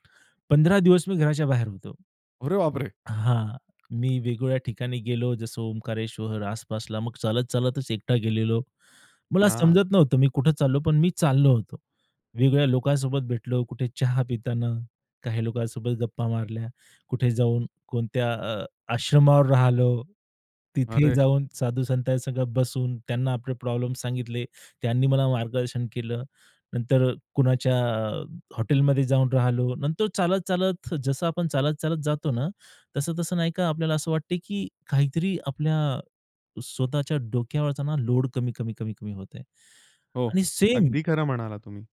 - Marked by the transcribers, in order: tapping; surprised: "अरे बाप रे!"
- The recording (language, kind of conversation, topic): Marathi, podcast, तू वेगवेगळ्या परिस्थितींनुसार स्वतःला वेगवेगळ्या भूमिकांमध्ये बसवतोस का?